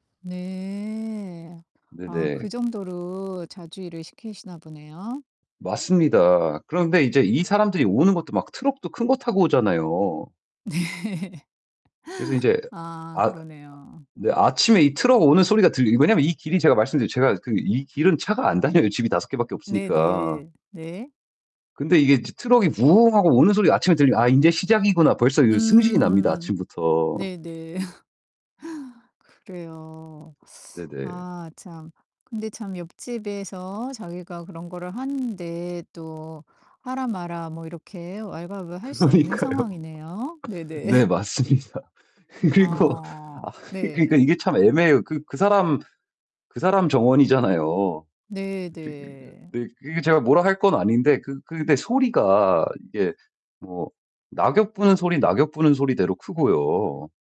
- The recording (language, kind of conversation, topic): Korean, advice, 공유 사무실이나 집에서 외부 방해 때문에 집중이 안 될 때 어떻게 하면 좋을까요?
- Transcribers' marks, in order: distorted speech; other background noise; mechanical hum; laughing while speaking: "네"; laughing while speaking: "다녀요"; laugh; teeth sucking; laughing while speaking: "그러니까요"; laughing while speaking: "맞습니다. 그리고 아"; laughing while speaking: "네네"; unintelligible speech